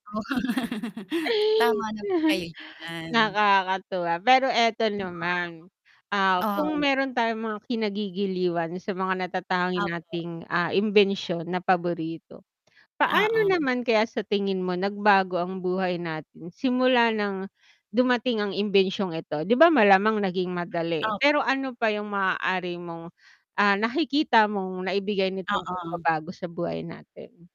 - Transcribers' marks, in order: laugh; tapping; distorted speech; chuckle; other background noise
- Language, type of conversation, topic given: Filipino, unstructured, Ano ang paborito mong imbensyon, at bakit?
- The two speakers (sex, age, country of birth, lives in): female, 35-39, Philippines, Philippines; female, 45-49, Philippines, Philippines